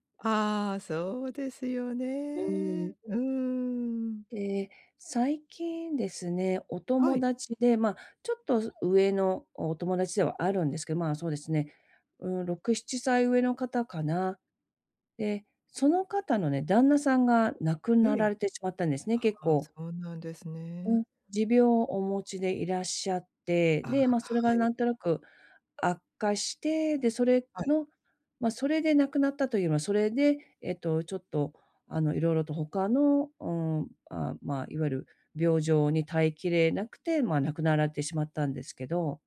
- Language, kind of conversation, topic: Japanese, advice, 日々の中で小さな喜びを見つける習慣をどうやって身につければよいですか？
- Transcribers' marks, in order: none